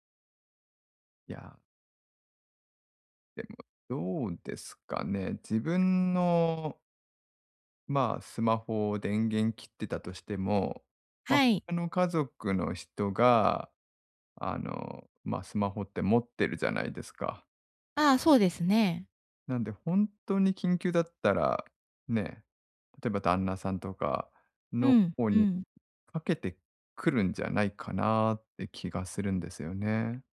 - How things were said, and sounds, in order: none
- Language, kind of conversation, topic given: Japanese, advice, 休暇中に本当にリラックスするにはどうすればいいですか？